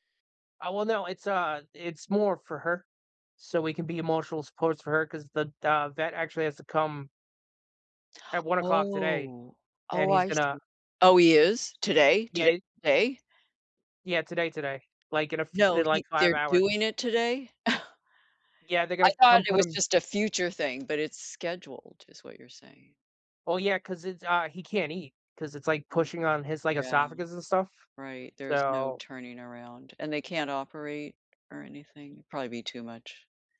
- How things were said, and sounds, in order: surprised: "Oh"; tapping; chuckle; other background noise
- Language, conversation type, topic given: English, unstructured, How has a small piece of everyday technology strengthened your connections lately?